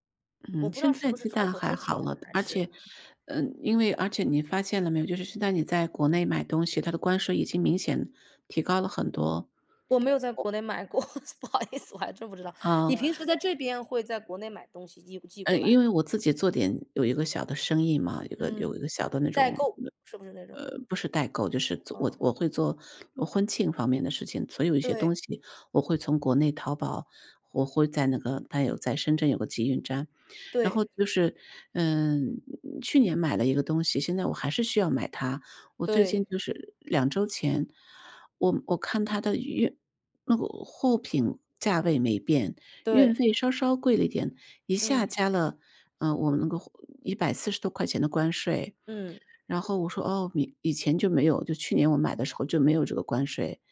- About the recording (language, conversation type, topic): Chinese, unstructured, 最近的经济变化对普通人的生活有哪些影响？
- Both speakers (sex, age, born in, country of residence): female, 55-59, China, United States; male, 35-39, United States, United States
- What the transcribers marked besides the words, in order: other background noise; laugh; laughing while speaking: "不好意思"; other noise